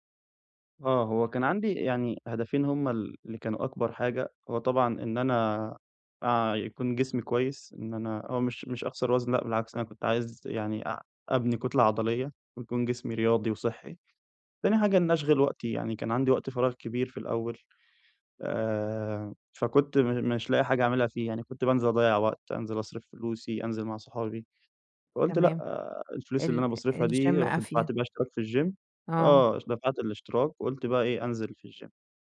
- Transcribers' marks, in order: in English: "الجيم"; in English: "الجيم"; in English: "الجيم"
- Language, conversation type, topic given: Arabic, advice, إزاي أقدر أرجّع دافعي عشان أتمرّن بانتظام؟